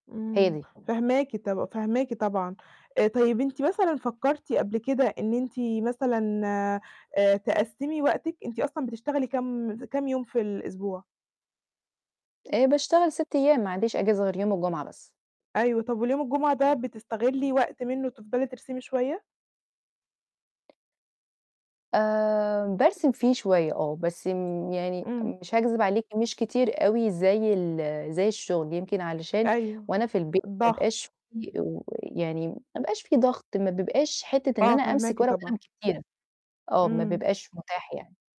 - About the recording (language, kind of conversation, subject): Arabic, advice, إزاي أقدر أوازن بين التزاماتي اليومية زي الشغل أو الدراسة وهواياتي الشخصية؟
- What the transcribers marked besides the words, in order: other background noise; tapping; distorted speech